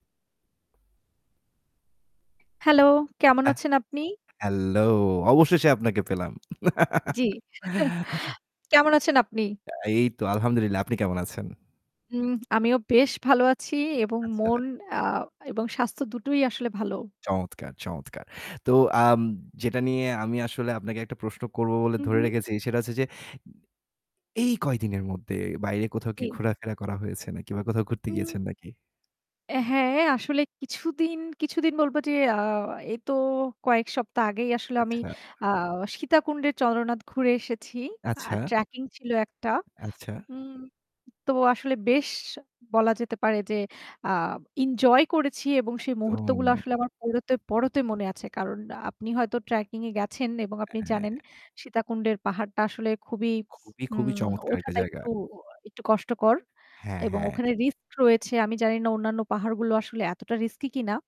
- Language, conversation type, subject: Bengali, unstructured, ভ্রমণের সময় কোন জিনিসটি আপনাকে সবচেয়ে বেশি অবাক করেছে?
- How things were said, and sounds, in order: static; giggle; chuckle; in Arabic: "আলহামদুলিল্লাহ"